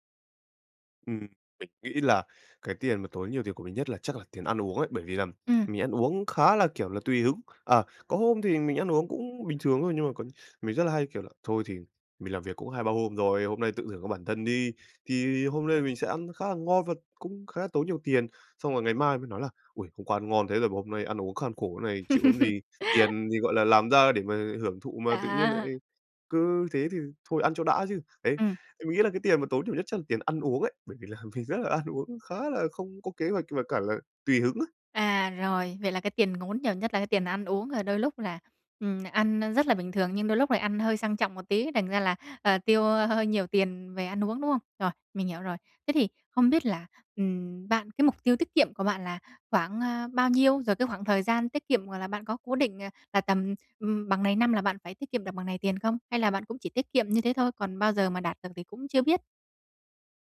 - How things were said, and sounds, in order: laugh; laughing while speaking: "bởi vì là"; tapping
- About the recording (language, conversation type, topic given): Vietnamese, advice, Làm sao để tiết kiệm tiền mỗi tháng khi tôi hay tiêu xài không kiểm soát?